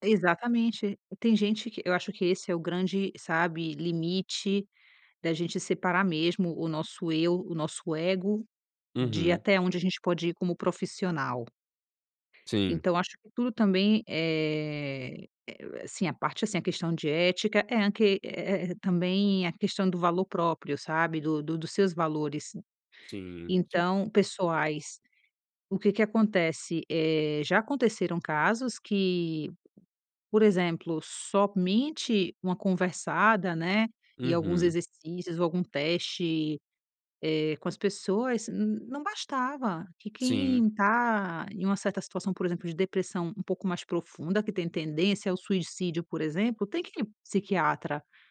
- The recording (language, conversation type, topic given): Portuguese, podcast, Como você equilibra o lado pessoal e o lado profissional?
- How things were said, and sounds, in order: tapping